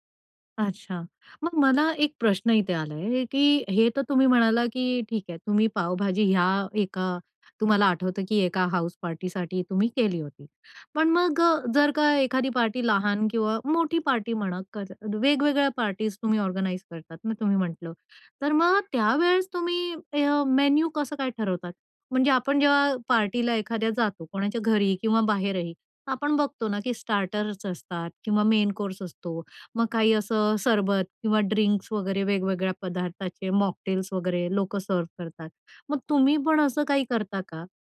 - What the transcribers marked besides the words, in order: in English: "हाउसपार्टीसाठी"; in English: "ऑर्गनाइज"; in English: "स्टार्टर्स"; in English: "मेन कोर्स"; in English: "ड्रिंक्स"; in English: "मॉकटेल्स"; in English: "सर्व्ह"
- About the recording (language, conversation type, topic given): Marathi, podcast, जेव्हा पाहुण्यांसाठी जेवण वाढायचे असते, तेव्हा तुम्ही उत्तम यजमान कसे बनता?